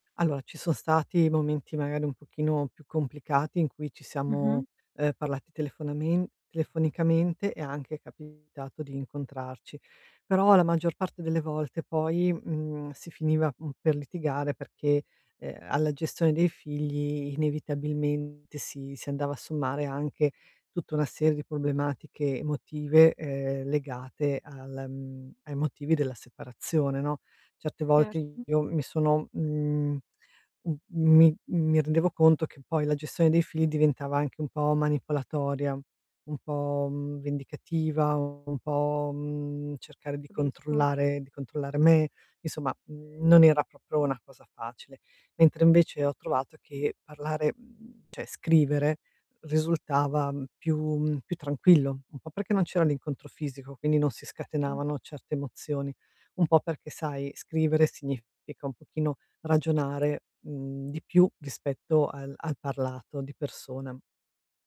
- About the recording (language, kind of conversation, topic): Italian, advice, Come posso migliorare la comunicazione con l’altro genitore nella co-genitorialità?
- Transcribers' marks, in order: static; distorted speech; "proprio" said as "propio"; "cioè" said as "ceh"; tapping